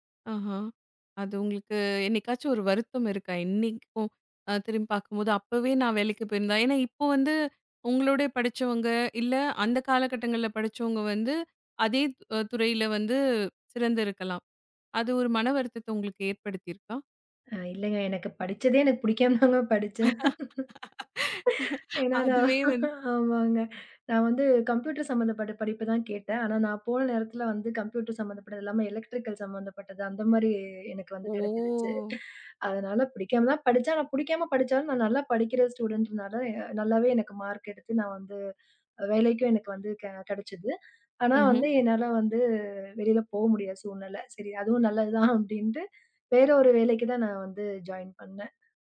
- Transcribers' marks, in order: siren; laughing while speaking: "எனக்குப் படிச்சதே எனக்குப் புடிக்காமதாங்க படிச்சேன். ஏன்னா நான். ஆமாங்க"; laugh; in English: "எலெக்ட்ரிக்கள்"; drawn out: "ஓ"; chuckle; in English: "ஜாயின்"
- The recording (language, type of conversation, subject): Tamil, podcast, சம்பளமும் வேலைத் திருப்தியும்—இவற்றில் எதற்கு நீங்கள் முன்னுரிமை அளிக்கிறீர்கள்?